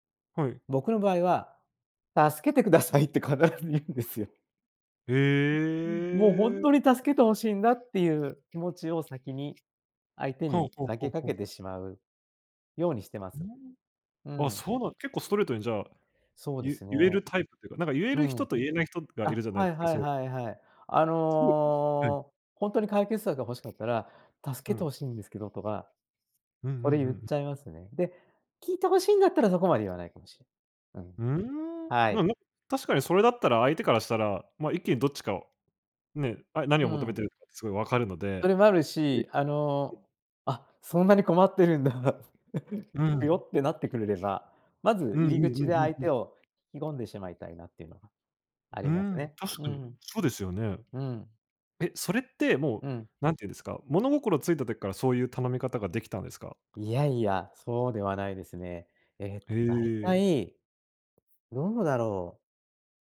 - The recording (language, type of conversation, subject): Japanese, podcast, 人に助けを求めるとき、どのように頼んでいますか？
- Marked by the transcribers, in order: laughing while speaking: "くださいって必ず言うんですよ"; other noise; tapping; other background noise; unintelligible speech; laugh